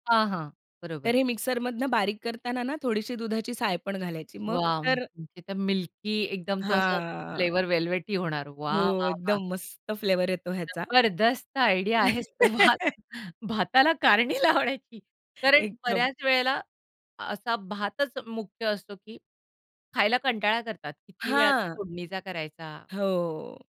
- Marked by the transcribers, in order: in English: "मिल्की"; drawn out: "हां"; in English: "वेल्वेटी"; stressed: "जबरदस्त"; in English: "आयडिया"; laugh; laughing while speaking: "भात"; chuckle; laughing while speaking: "कारणी लावण्याची"
- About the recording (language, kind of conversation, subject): Marathi, podcast, उरलेले अन्न चांगले कसे पुन्हा वापरता?